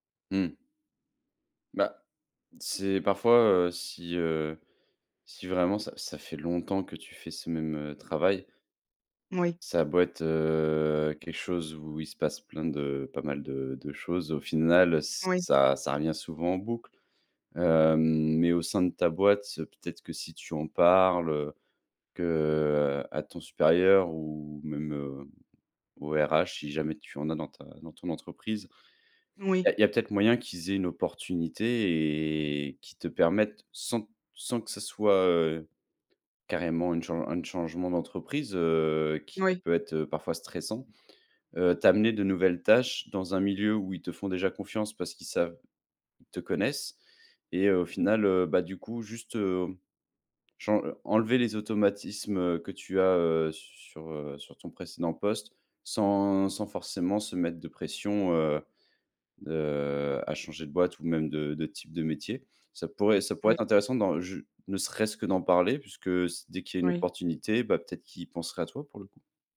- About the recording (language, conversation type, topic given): French, advice, Comment puis-je redonner du sens à mon travail au quotidien quand il me semble routinier ?
- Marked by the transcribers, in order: drawn out: "heu"; drawn out: "et"